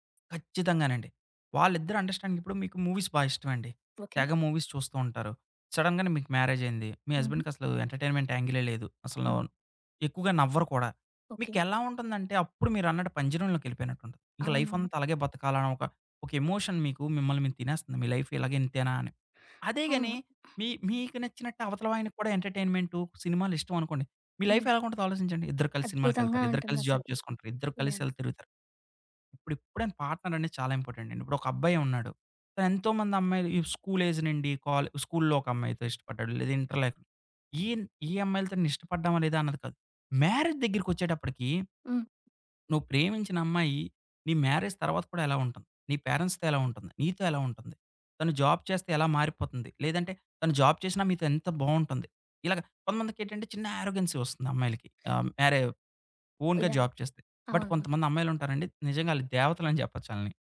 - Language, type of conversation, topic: Telugu, podcast, డబ్బు లేదా స్వేచ్ఛ—మీకు ఏది ప్రాధాన్యం?
- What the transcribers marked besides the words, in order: other background noise; in English: "మూవీస్"; in English: "మూవీస్"; in English: "సడెన్‌గానె"; in English: "హస్బెండ్‌కి"; in English: "ఎంటర్టైన్మెంట్"; in English: "ఎమోషన్"; tapping; in English: "జాబ్"; in English: "స్కూల్ ఏజ్"; in English: "మ్యారేజ్"; in English: "మ్యారేజ్"; in English: "పేరెంట్స్‌తో"; in English: "జాబ్"; in English: "జాబ్"; in English: "యారోగెన్సీ"; in English: "ఓన్‌గా జాబ్"; in English: "బట్"